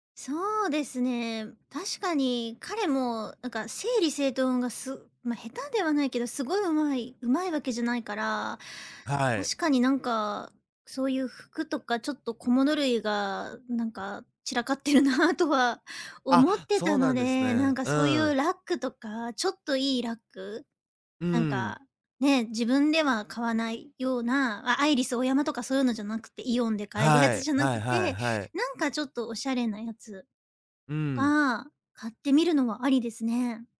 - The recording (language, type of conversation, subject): Japanese, advice, 予算内で満足できる買い物をするにはどうすればいいですか？
- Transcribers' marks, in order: laughing while speaking: "散らかってるな"